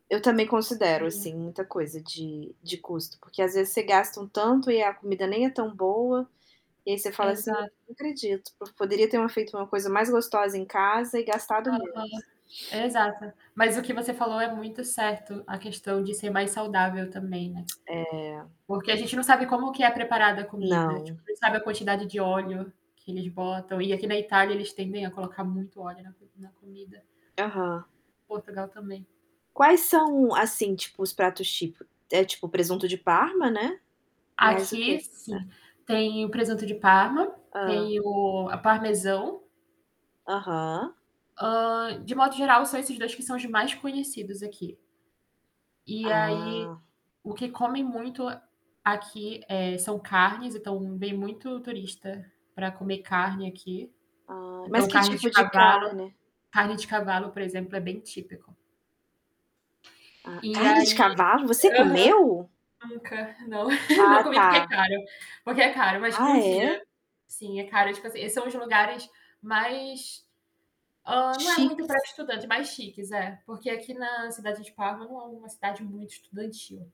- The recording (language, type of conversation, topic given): Portuguese, unstructured, Como você decide entre cozinhar em casa ou comer fora?
- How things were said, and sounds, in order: distorted speech; unintelligible speech; static; "termos" said as "temo"; tapping; laugh